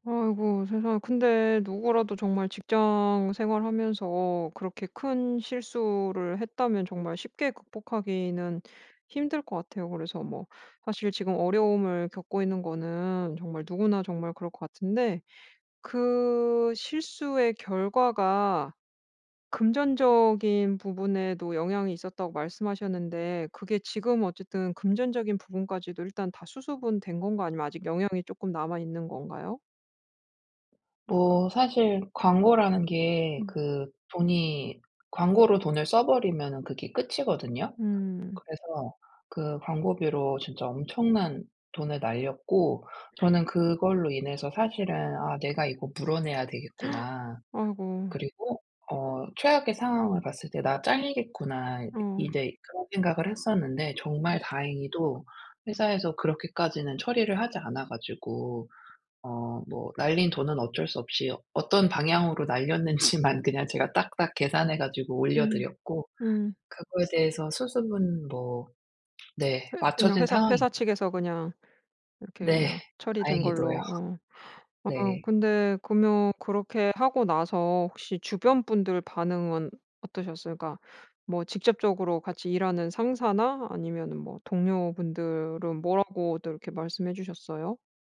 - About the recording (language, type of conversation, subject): Korean, advice, 실수한 후 자신감을 어떻게 다시 회복할 수 있을까요?
- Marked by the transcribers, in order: other background noise; gasp; gasp; laughing while speaking: "날렸는지만"; tapping